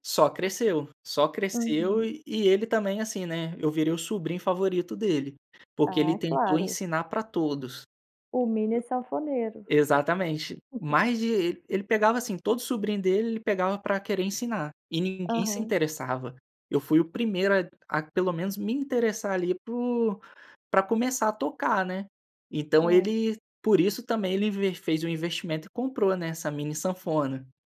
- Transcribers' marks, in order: other background noise; tapping
- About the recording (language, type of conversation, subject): Portuguese, podcast, Como sua família influenciou seu gosto musical?